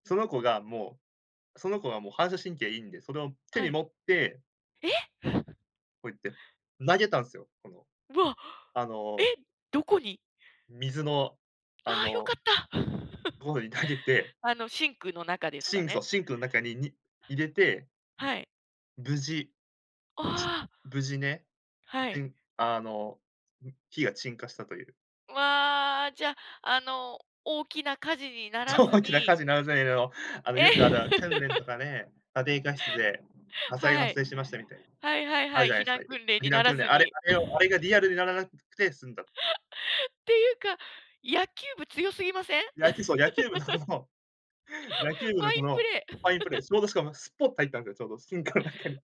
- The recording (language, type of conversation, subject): Japanese, podcast, 料理でやらかしてしまった面白い失敗談はありますか？
- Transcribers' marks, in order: chuckle; laugh; laughing while speaking: "投げて"; other noise; laughing while speaking: "そう"; unintelligible speech; laughing while speaking: "え"; laugh; other background noise; laugh; laughing while speaking: "野球部の"; laugh; laugh; laughing while speaking: "シンクの中に"